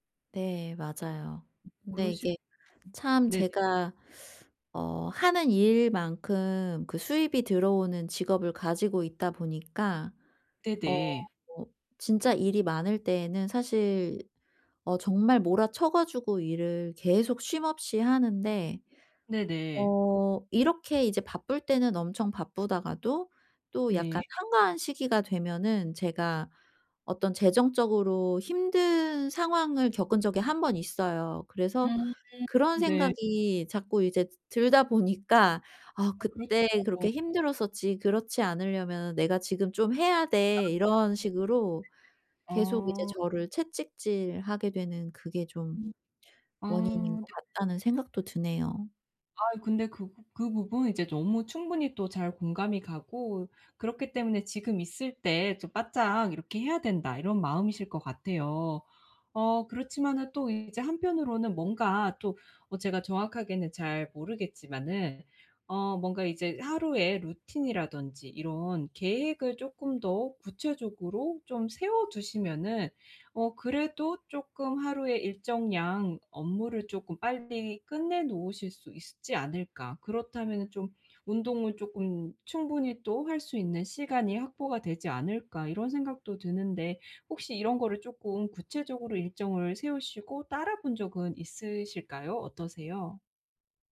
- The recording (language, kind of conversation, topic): Korean, advice, 운동을 중단한 뒤 다시 동기를 유지하려면 어떻게 해야 하나요?
- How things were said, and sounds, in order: other background noise; teeth sucking